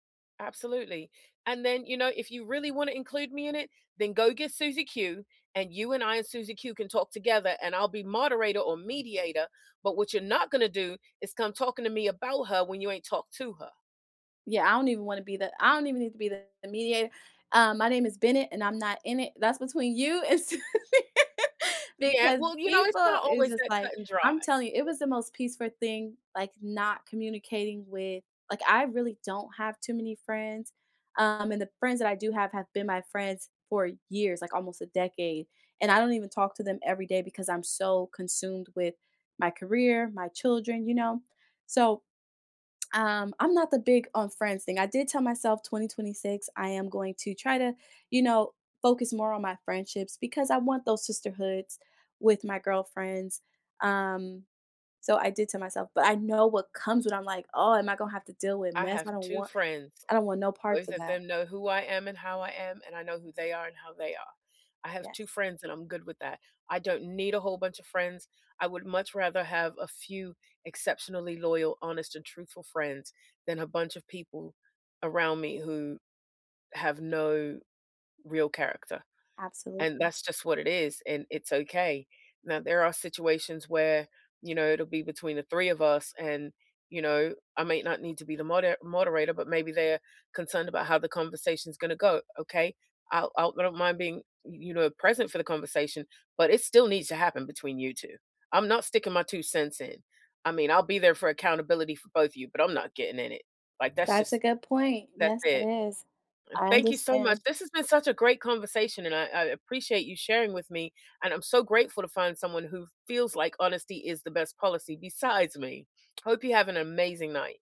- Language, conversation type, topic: English, unstructured, Should partners always tell the truth, even if it hurts?
- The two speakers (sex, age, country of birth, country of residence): female, 30-34, United States, United States; female, 50-54, United States, United States
- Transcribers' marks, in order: laughing while speaking: "and Susie"; laugh; other background noise; tapping; alarm; other noise